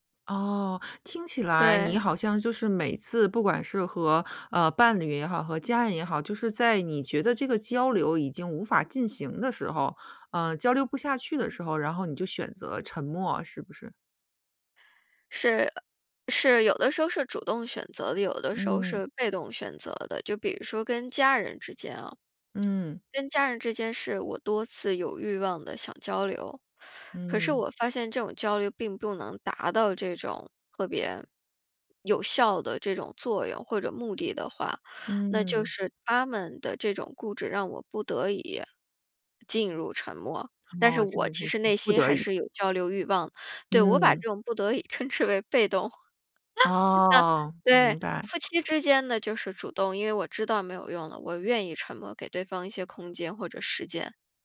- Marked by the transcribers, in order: laughing while speaking: "称之为"; laugh
- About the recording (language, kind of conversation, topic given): Chinese, podcast, 沉默在交流中起什么作用？